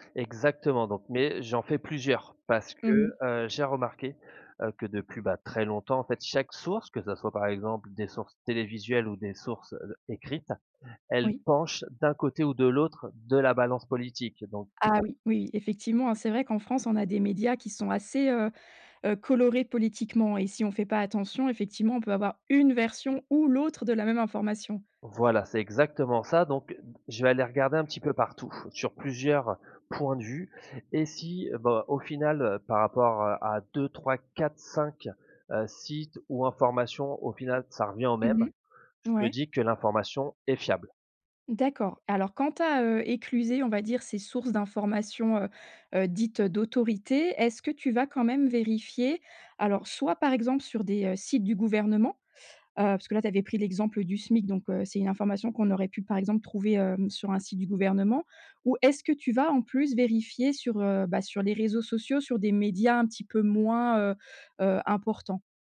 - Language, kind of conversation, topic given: French, podcast, Comment repères-tu si une source d’information est fiable ?
- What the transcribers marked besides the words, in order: other background noise; stressed: "une"; stressed: "ou"